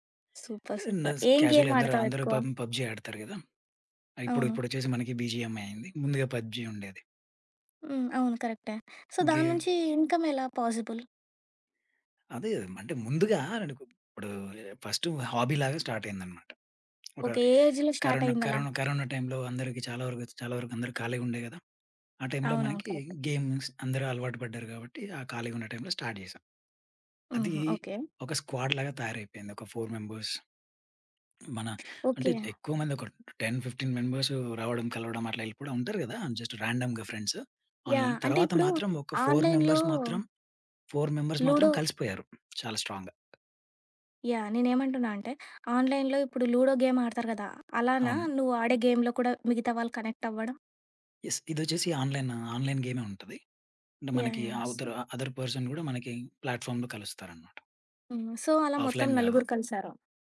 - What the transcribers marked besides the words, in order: in English: "సూపర్. సూపర్"; in English: "క్యాజువల్"; in English: "గేమ్"; other background noise; in English: "బీజీఎంఐ"; in English: "సో"; in English: "గేమ్"; in English: "ఇన్‌కమ్"; in English: "పాసిబుల్?"; in English: "హాబీలాగా స్టార్ట్"; tapping; in English: "ఏజ్‌లో స్టార్ట్"; in English: "గేమ్స్"; in English: "కరెక్ట్"; in English: "స్టార్ట్"; in English: "స్క్వాడ్‌లాగా"; in English: "ఫోర్ మెంబర్స్"; in English: "టెన్ ఫిఫ్టీన్ మెంబర్స్"; in English: "జస్ట్ ర్యాండమ్‌గా ఫ్రెండ్స్ ఆన్‌లైన్"; in English: "ఫోర్ మెంబర్స్"; in English: "ఆన్‌లైన్‌లో"; in English: "ఫోర్ మెంబర్స్"; in English: "స్ట్రాంగ్‌గా"; in English: "ఆన్‌లైన్‌లో"; in English: "లూడో గేమ్"; in English: "గేమ్‌లో"; in English: "కనెక్ట్"; in English: "యెస్!"; in English: "ఆన్‌లైన్"; in English: "సో"; in English: "అదర్ పర్సన్"; in English: "ప్లాట్‌ఫామ్‌లో"; in English: "సో"; in English: "ఆఫ్‌లైన్"
- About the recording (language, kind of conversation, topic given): Telugu, podcast, హాబీని ఉద్యోగంగా మార్చాలనుకుంటే మొదట ఏమి చేయాలి?